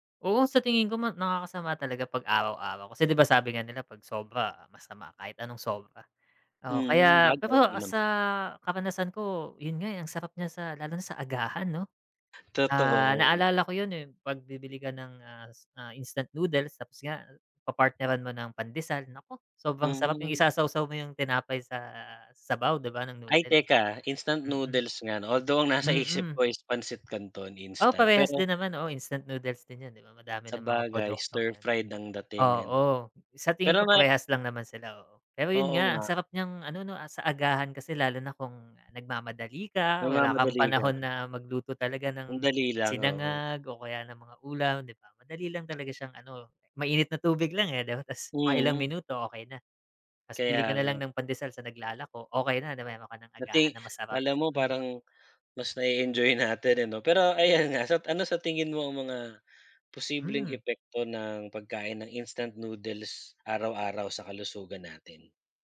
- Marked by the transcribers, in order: other background noise; unintelligible speech; tapping; laughing while speaking: "natin, eh, 'no. Pero ayan nga"
- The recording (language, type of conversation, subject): Filipino, unstructured, Sa tingin mo ba nakasasama sa kalusugan ang pagkain ng instant noodles araw-araw?